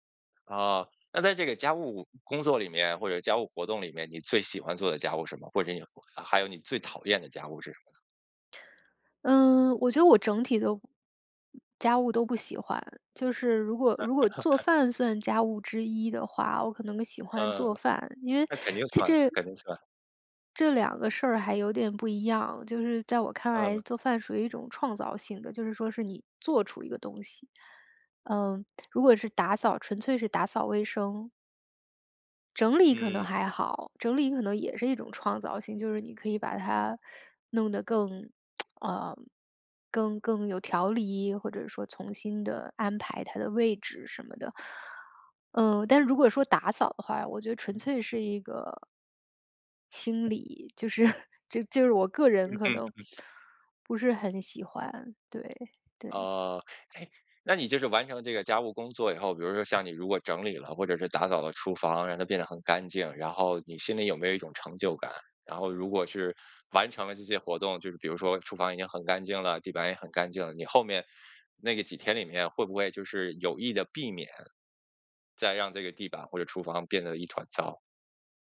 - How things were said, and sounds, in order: other background noise; laugh; tsk; "重新" said as "从新"; laughing while speaking: "就是"
- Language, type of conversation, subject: Chinese, podcast, 在家里应该怎样更公平地分配家务？